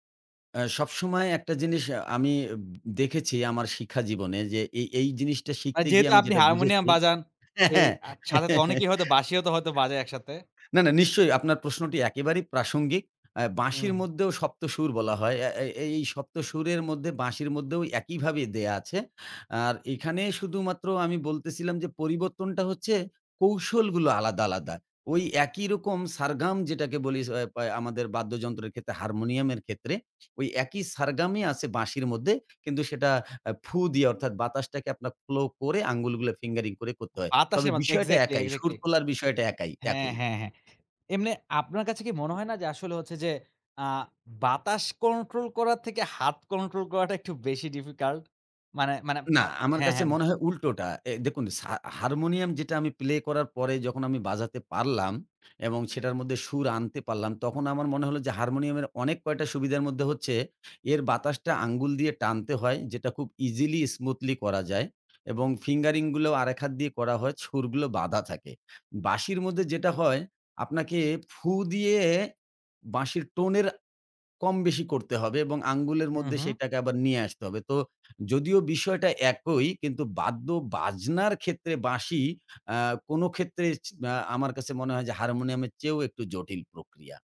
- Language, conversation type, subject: Bengali, podcast, নতুন কোনো বাদ্যযন্ত্র শেখা শুরু করার সিদ্ধান্ত আপনি কীভাবে নিয়েছিলেন?
- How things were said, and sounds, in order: laughing while speaking: "হ্যা, হ্যা"; chuckle; "সুরগুলো" said as "ছুরগুলো"